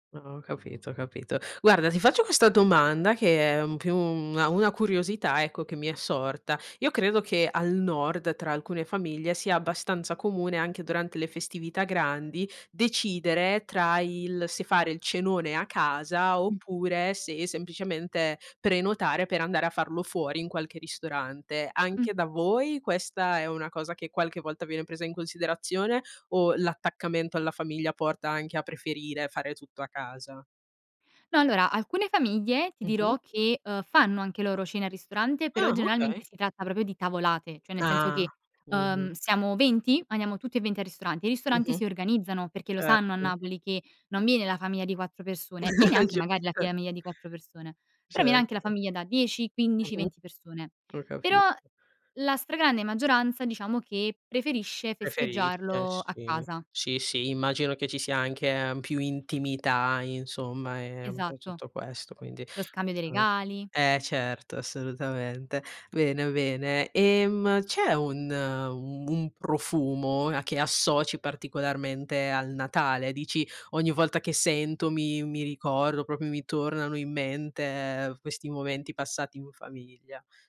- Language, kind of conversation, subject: Italian, podcast, Qual è una tradizione di famiglia a cui sei particolarmente affezionato?
- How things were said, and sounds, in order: other background noise; "proprio" said as "propio"; "cioè" said as "ceh"; "famiglia" said as "famiia"; chuckle; "famiglia" said as "fiamiia"; "famiglia" said as "famiia"; unintelligible speech; "proprio" said as "propio"